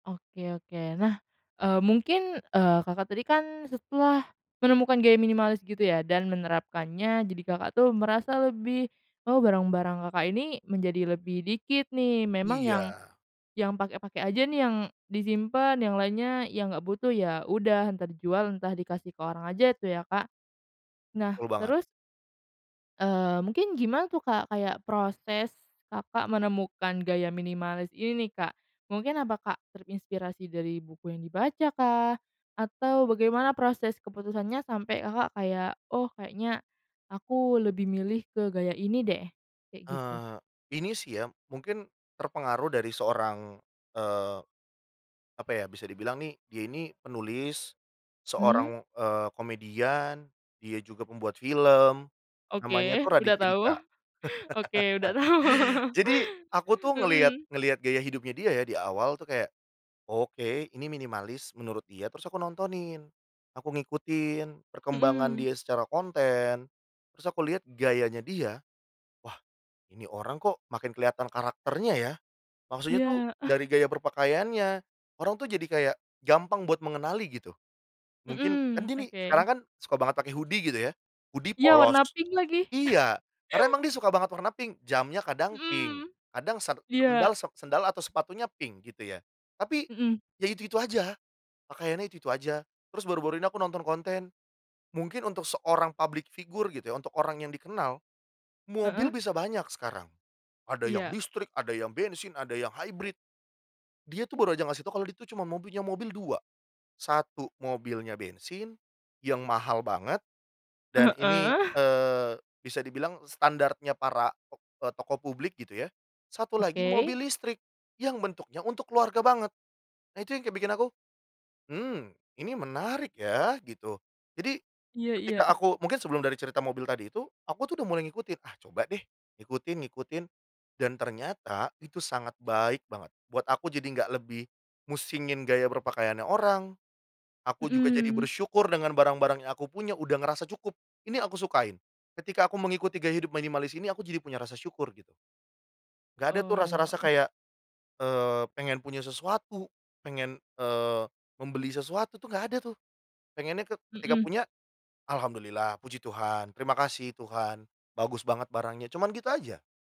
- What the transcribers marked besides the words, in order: chuckle; laughing while speaking: "tau"; chuckle; in English: "hoodie"; in English: "hoodie"; chuckle; tapping; in English: "public figure"
- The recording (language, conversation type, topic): Indonesian, podcast, Bagaimana gaya minimalis bisa tetap terasa hangat dan personal?